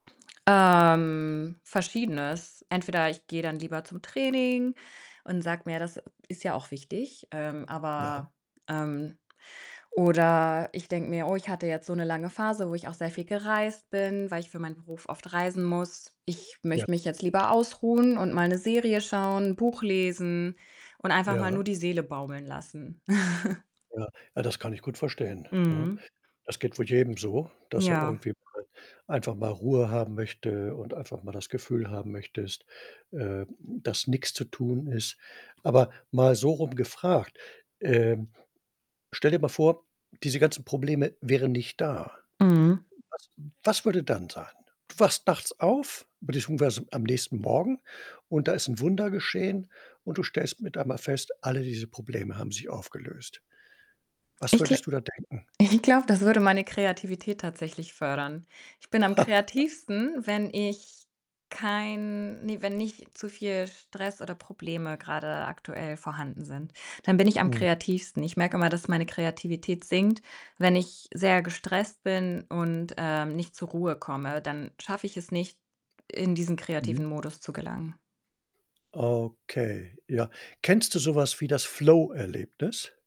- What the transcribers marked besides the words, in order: distorted speech; drawn out: "Ähm"; tapping; snort; other background noise; static; laughing while speaking: "ich"; laugh
- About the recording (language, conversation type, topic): German, advice, Wie erlebst du Prokrastination und die daraus entstehende Stressspirale?